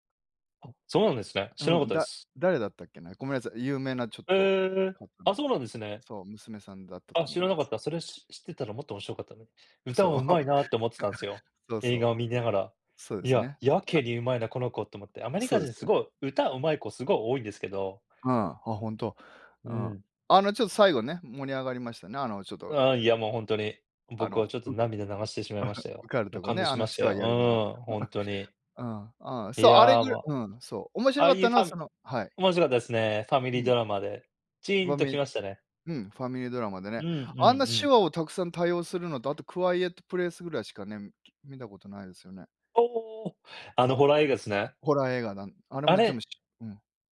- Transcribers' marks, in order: laugh; "観ながら" said as "観にゃがら"; other background noise; chuckle
- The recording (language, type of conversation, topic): Japanese, unstructured, 最近見た映画で、特に印象に残った作品は何ですか？